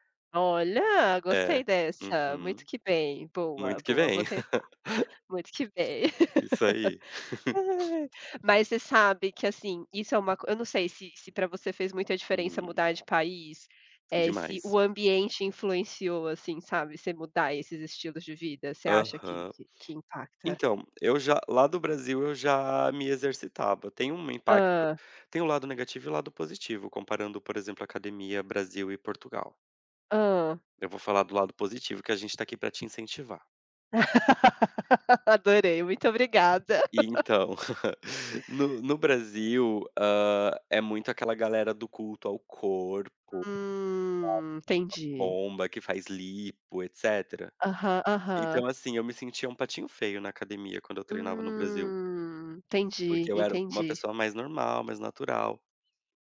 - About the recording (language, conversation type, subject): Portuguese, unstructured, Como você equilibra trabalho e lazer no seu dia?
- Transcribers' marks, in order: other background noise; laugh; laugh; laugh; tapping; laugh